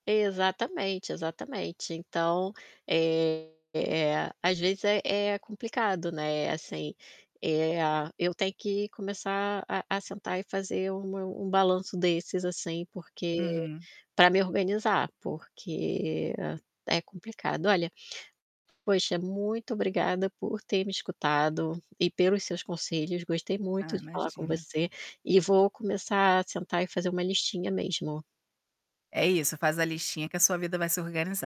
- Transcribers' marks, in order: tapping; distorted speech
- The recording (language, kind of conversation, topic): Portuguese, advice, Como posso economizar com um salário instável?